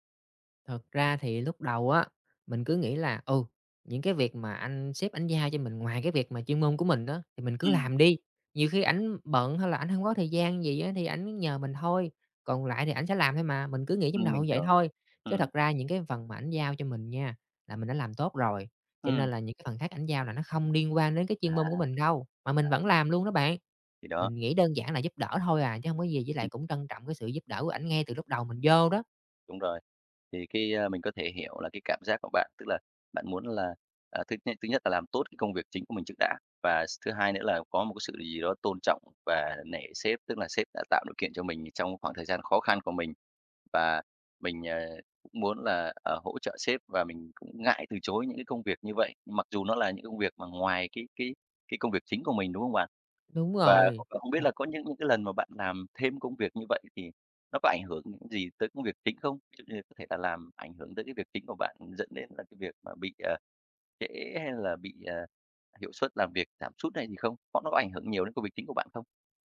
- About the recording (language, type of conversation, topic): Vietnamese, advice, Làm thế nào để tôi học cách nói “không” và tránh nhận quá nhiều việc?
- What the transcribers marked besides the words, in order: unintelligible speech